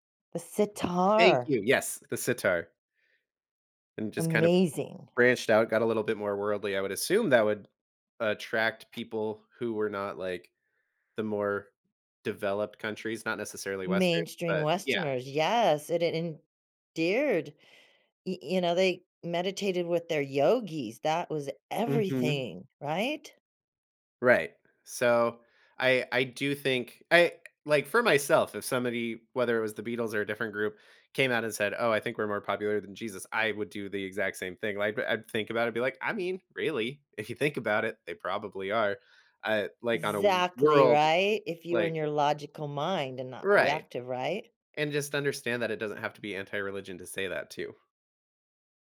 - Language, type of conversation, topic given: English, unstructured, Do you enjoy listening to music more or playing an instrument?
- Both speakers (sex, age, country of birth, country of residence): female, 60-64, United States, United States; male, 35-39, United States, United States
- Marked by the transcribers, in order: stressed: "sitar"; stressed: "assume"; other background noise; stressed: "everything"